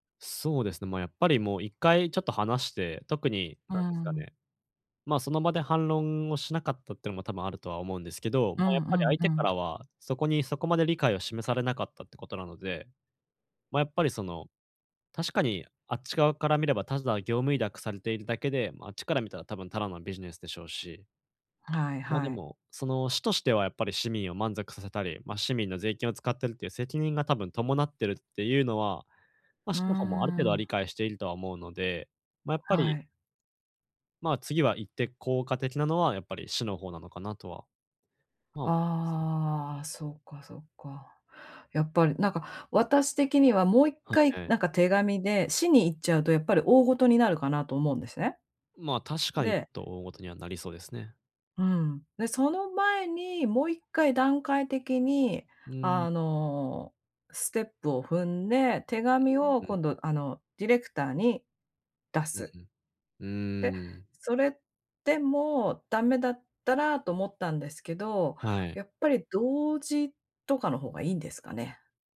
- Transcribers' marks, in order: none
- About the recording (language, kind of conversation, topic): Japanese, advice, 反論すべきか、それとも手放すべきかをどう判断すればよいですか？
- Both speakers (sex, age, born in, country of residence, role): female, 45-49, Japan, United States, user; male, 20-24, Japan, Japan, advisor